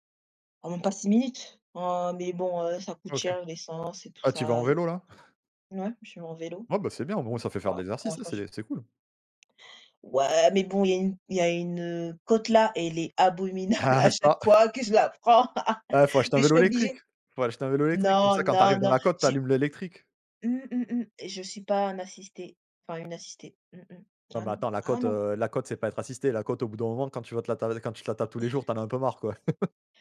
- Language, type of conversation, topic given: French, unstructured, Qu’est-ce qui vous met en colère dans les embouteillages du matin ?
- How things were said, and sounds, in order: other background noise; chuckle; unintelligible speech; trusting: "Ouais, mais, bon, il y … non, non, j'ai"; laughing while speaking: "Ah ça !"; laughing while speaking: "abominable à chaque fois que je la prends mais je suis obligée"; chuckle; laugh